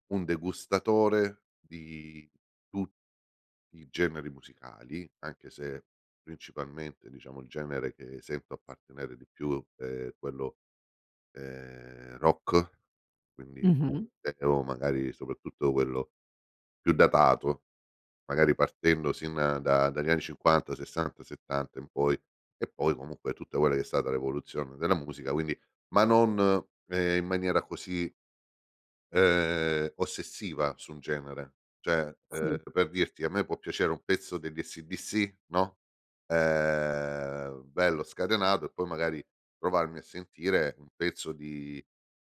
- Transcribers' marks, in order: drawn out: "Ehm"
- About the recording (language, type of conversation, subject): Italian, podcast, Quale canzone ti riporta subito indietro nel tempo, e perché?